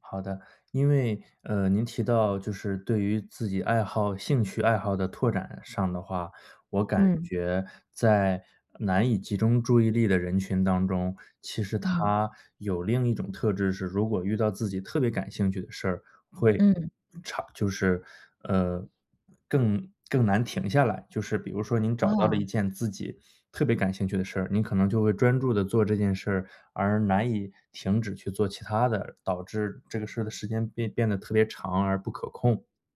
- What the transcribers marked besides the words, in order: none
- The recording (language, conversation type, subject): Chinese, advice, 开会或学习时我经常走神，怎么才能更专注？